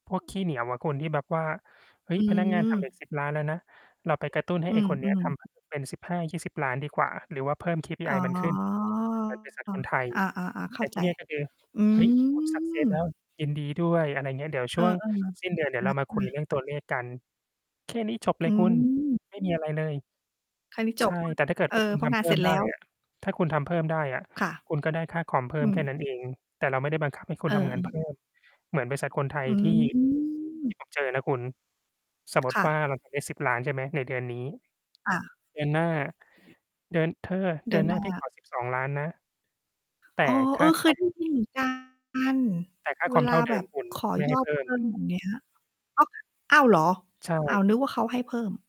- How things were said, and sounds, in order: distorted speech; drawn out: "อ๋อ"; in English: "success"; drawn out: "อืม"; mechanical hum
- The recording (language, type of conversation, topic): Thai, unstructured, สิ่งที่คุณชอบที่สุดในงานที่ทำอยู่ตอนนี้คืออะไร?